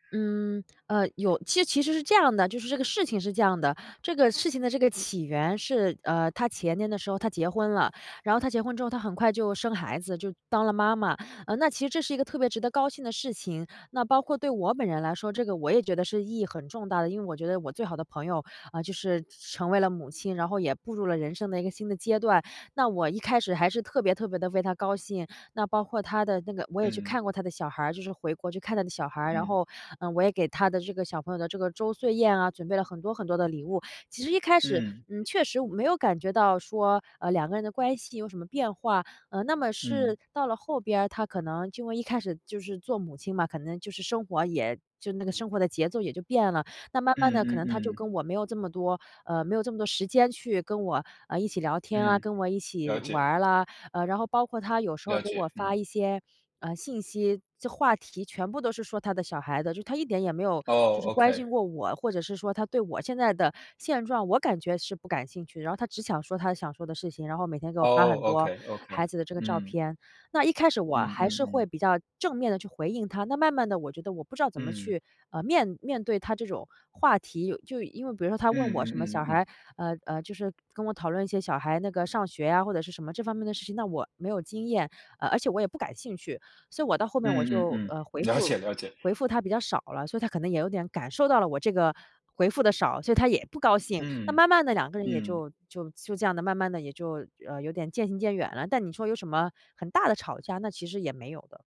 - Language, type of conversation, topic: Chinese, advice, 如何才能真诚地向别人道歉并修复关系？
- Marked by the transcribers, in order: other background noise; laughing while speaking: "了解，了解"